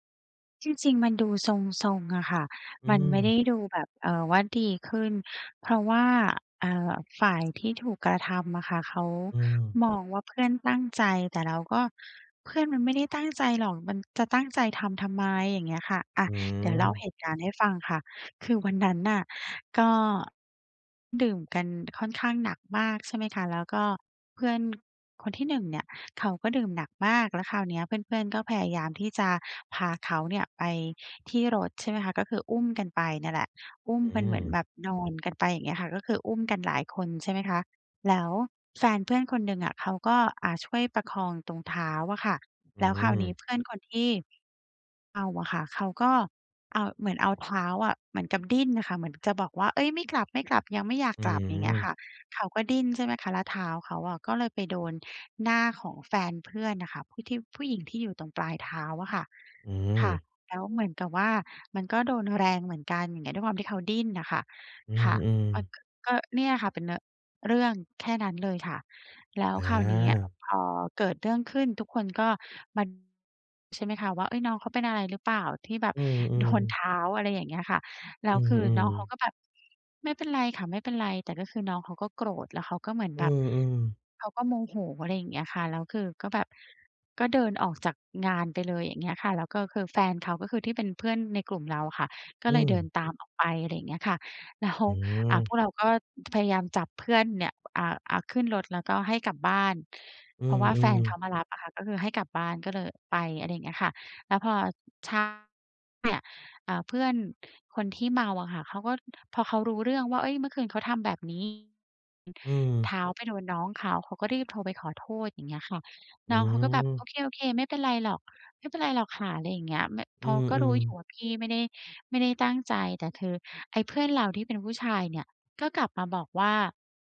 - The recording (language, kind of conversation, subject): Thai, advice, ฉันควรทำอย่างไรเพื่อรักษาความสัมพันธ์หลังเหตุการณ์สังสรรค์ที่ทำให้อึดอัด?
- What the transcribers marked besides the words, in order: fan; laughing while speaking: "โดน"; other background noise; laughing while speaking: "แล้ว"; tapping